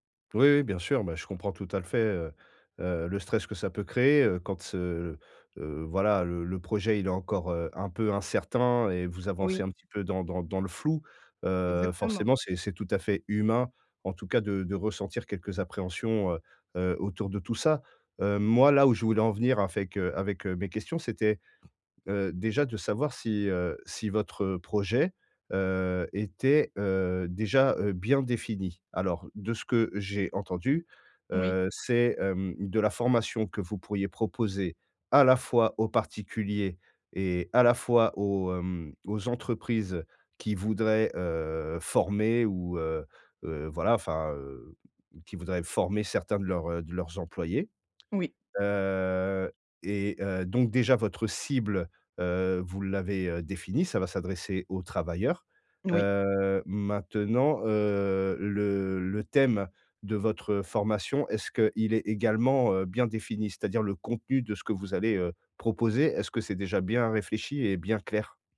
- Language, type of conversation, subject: French, advice, Comment valider rapidement si mon idée peut fonctionner ?
- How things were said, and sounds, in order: "avec" said as "afec"; drawn out: "Heu"